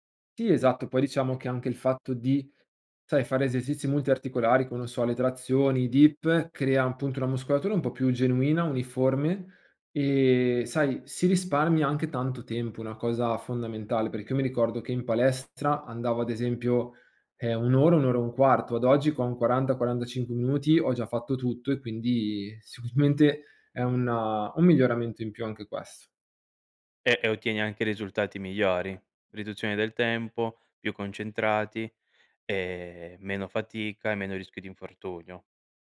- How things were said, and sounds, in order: in English: "dip"; laughing while speaking: "sicuramente"
- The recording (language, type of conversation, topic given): Italian, podcast, Come creare una routine di recupero che funzioni davvero?
- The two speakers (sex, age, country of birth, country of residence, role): male, 25-29, Italy, Italy, guest; male, 25-29, Italy, Italy, host